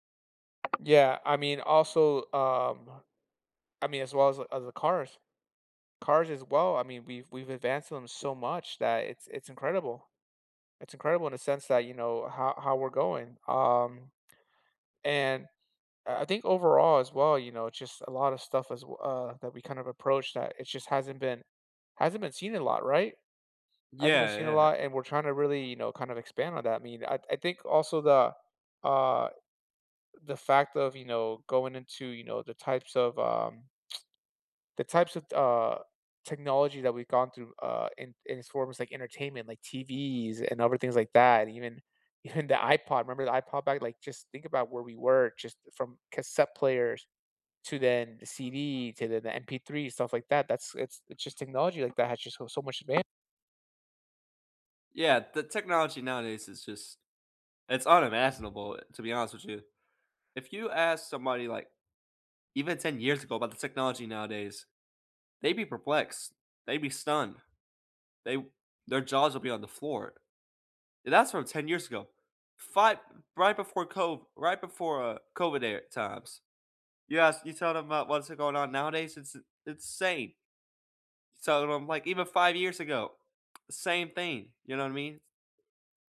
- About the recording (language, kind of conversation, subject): English, unstructured, What scientific breakthrough surprised the world?
- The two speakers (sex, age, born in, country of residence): male, 20-24, United States, United States; male, 35-39, United States, United States
- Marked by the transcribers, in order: tapping; other background noise; tsk; laughing while speaking: "even"; "insane" said as "itsane"